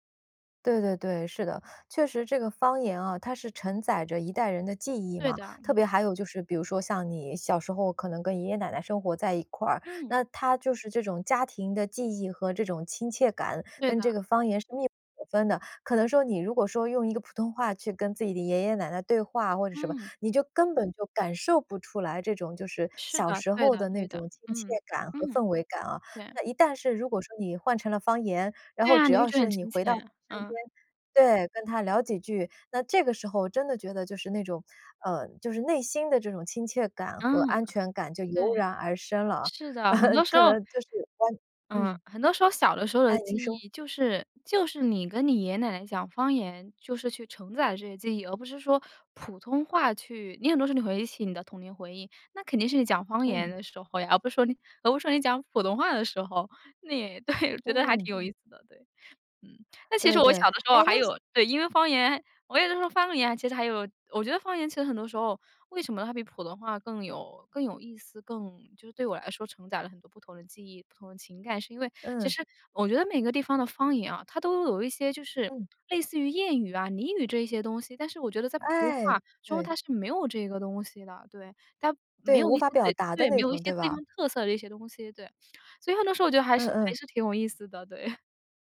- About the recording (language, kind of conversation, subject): Chinese, podcast, 你怎么看待方言的重要性？
- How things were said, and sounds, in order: unintelligible speech; laugh; other background noise; other noise; chuckle; "俚语" said as "拟语"; laughing while speaking: "对"